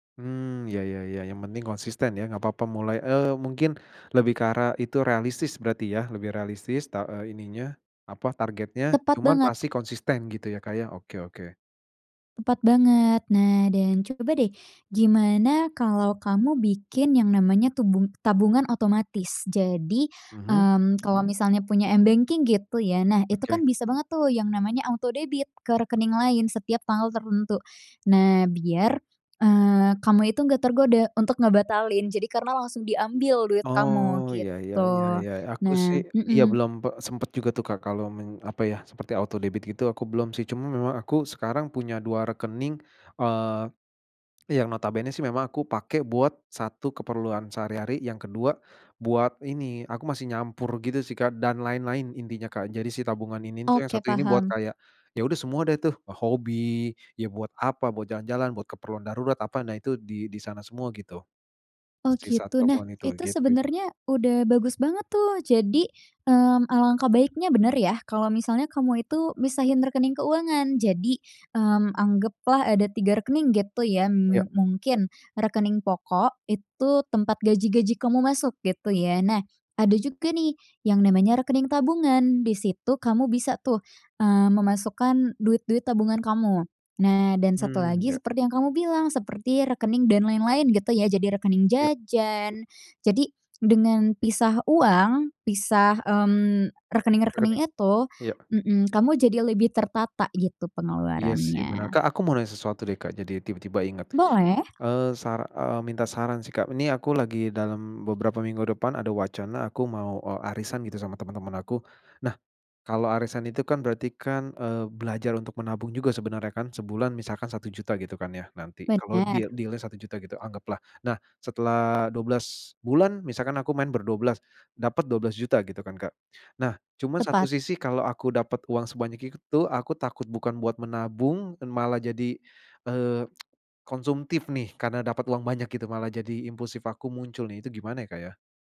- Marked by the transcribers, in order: tapping; other background noise; in English: "m-banking"; in English: "deal deal-nya"; tsk
- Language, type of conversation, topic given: Indonesian, advice, Mengapa saya kesulitan menabung secara konsisten setiap bulan?